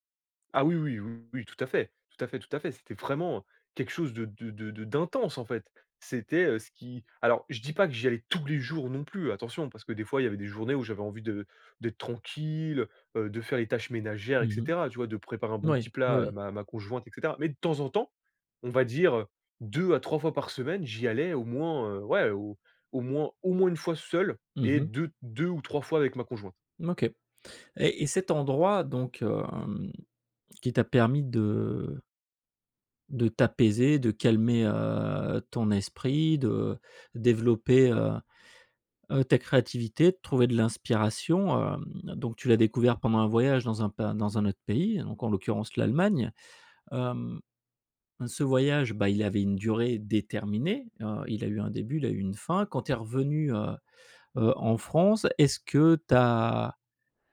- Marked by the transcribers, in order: other background noise; stressed: "tranquille"; drawn out: "hem"; drawn out: "heu"
- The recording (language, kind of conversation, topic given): French, podcast, Quel est l’endroit qui t’a calmé et apaisé l’esprit ?